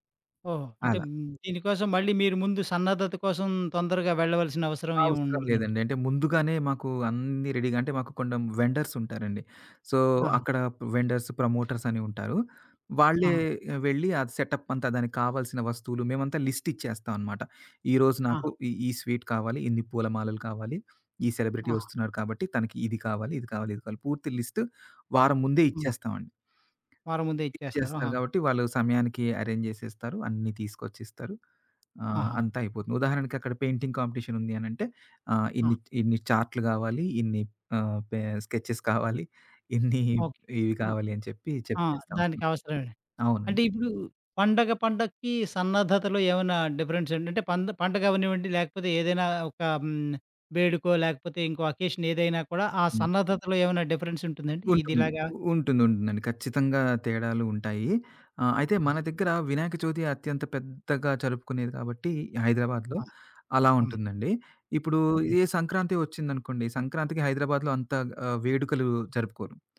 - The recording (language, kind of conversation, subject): Telugu, podcast, పని నుంచి ఫన్‌కి మారేటప్పుడు మీ దుస్తుల స్టైల్‌ను ఎలా మార్చుకుంటారు?
- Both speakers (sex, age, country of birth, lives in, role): male, 40-44, India, India, guest; male, 50-54, India, India, host
- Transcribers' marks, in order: in English: "రెడీగా"; in English: "వెండర్స్"; in English: "సో"; in English: "వెండర్స్, ప్రమోటర్స్"; other background noise; in English: "సెటప్"; in English: "లిస్ట్"; in English: "సెలబ్రిటీ"; in English: "ఎరేంజ్"; tapping; in English: "పెయింటింగ్ కాంపిటీషన్"; in English: "స్కెచెస్"; laughing while speaking: "కావాలి. ఇన్ని"; in English: "డిఫరెన్స్"; in English: "డిఫరెన్స్"